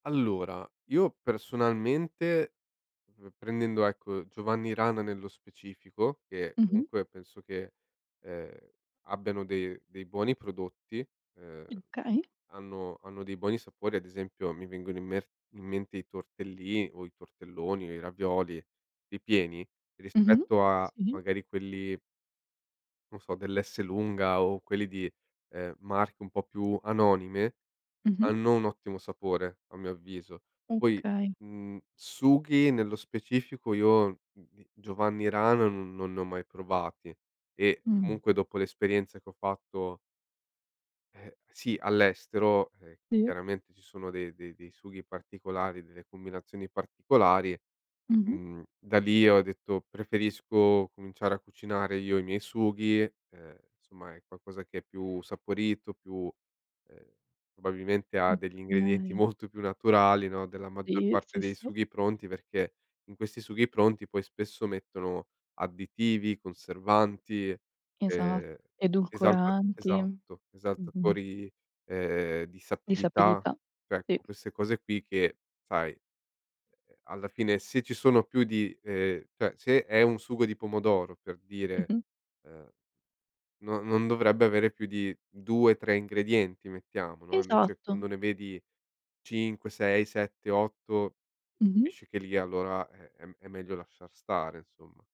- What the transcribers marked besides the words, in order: other background noise; tapping
- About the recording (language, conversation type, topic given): Italian, podcast, Puoi raccontarmi di un piatto che unisce culture diverse?